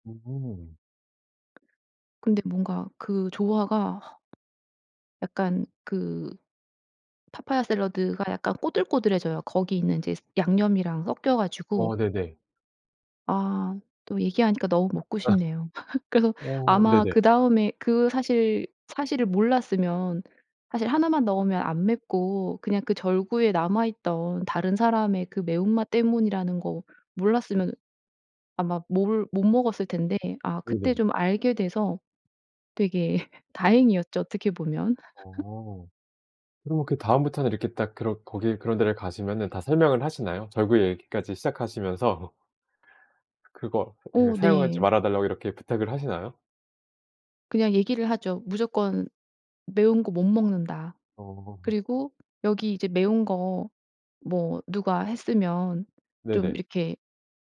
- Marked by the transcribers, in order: other background noise; gasp; laugh; laugh; laugh; tapping
- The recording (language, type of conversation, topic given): Korean, podcast, 음식 때문에 생긴 웃긴 에피소드가 있나요?